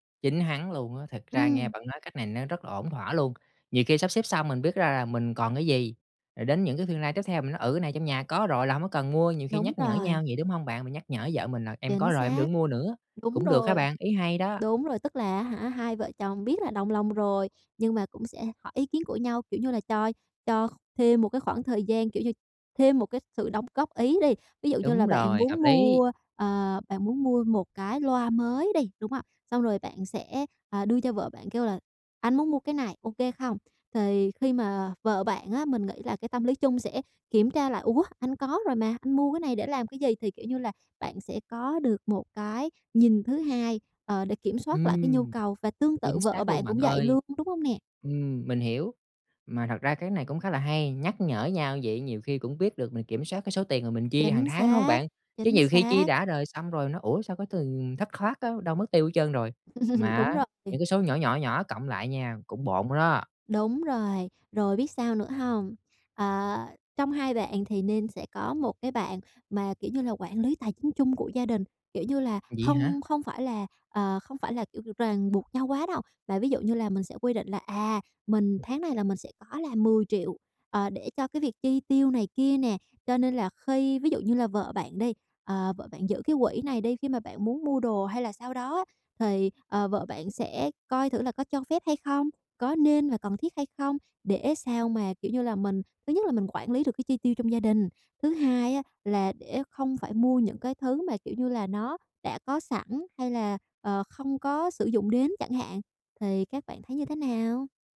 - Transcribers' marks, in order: tapping; laugh
- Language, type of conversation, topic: Vietnamese, advice, Bạn nên bắt đầu sắp xếp và loại bỏ những đồ không cần thiết từ đâu?